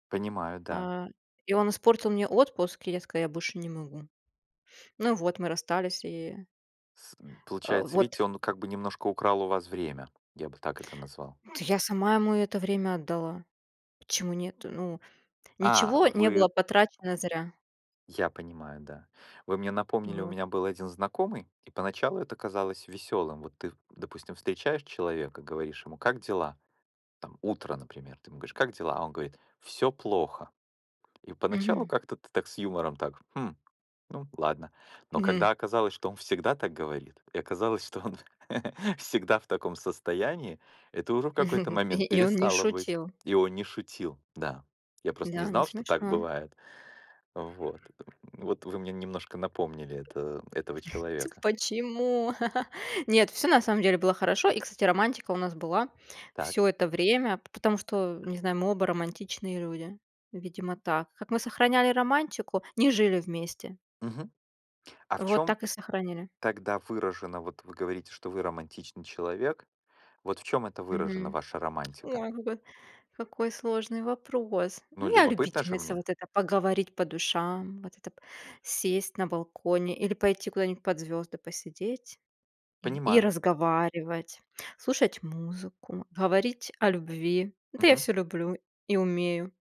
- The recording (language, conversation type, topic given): Russian, unstructured, Как сохранить романтику в долгих отношениях?
- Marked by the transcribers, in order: sniff; tapping; chuckle; other background noise; chuckle; stressed: "Почему?"; chuckle; tsk